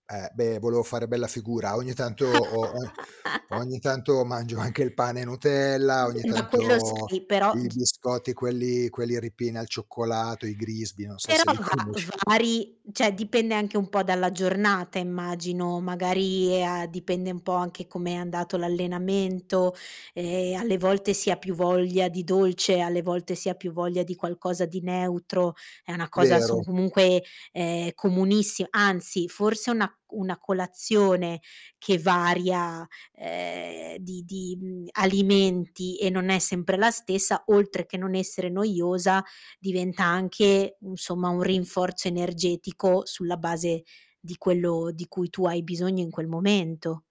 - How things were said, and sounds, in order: static; chuckle; laughing while speaking: "anche"; tapping; distorted speech; dog barking; other background noise; laughing while speaking: "conosci"; "cioè" said as "ceh"; drawn out: "ehm"; "insomma" said as "nsomma"
- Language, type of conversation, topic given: Italian, podcast, Come gestisci lo stress nella vita di tutti i giorni?